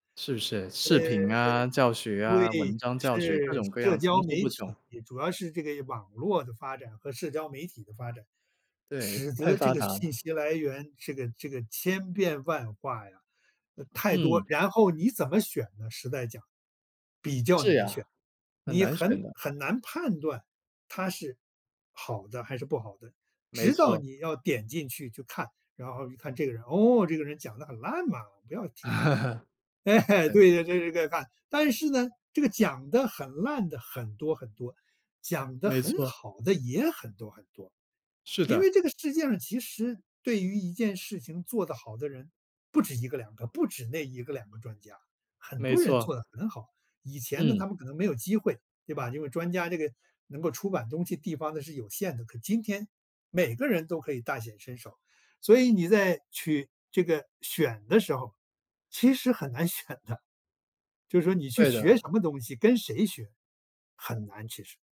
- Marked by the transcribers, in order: laughing while speaking: "哎"; laugh; other background noise; laughing while speaking: "选的"; tapping
- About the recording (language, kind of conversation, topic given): Chinese, podcast, 面对信息爆炸时，你会如何筛选出值得重新学习的内容？